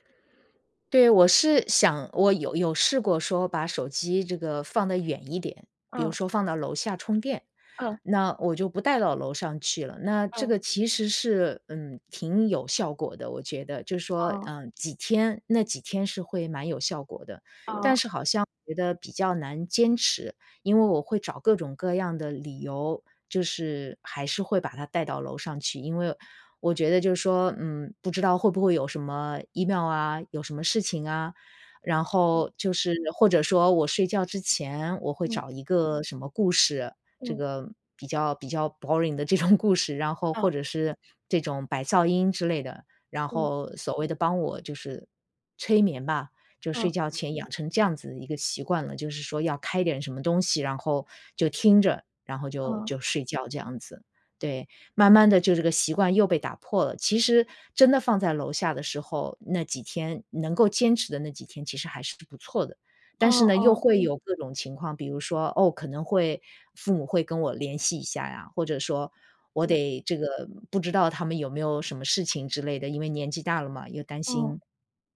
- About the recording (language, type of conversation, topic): Chinese, advice, 你晚上刷手机导致睡眠不足的情况是怎样的？
- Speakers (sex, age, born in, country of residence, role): female, 20-24, China, United States, advisor; female, 55-59, China, United States, user
- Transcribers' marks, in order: in English: "boring"; laughing while speaking: "这种"; other noise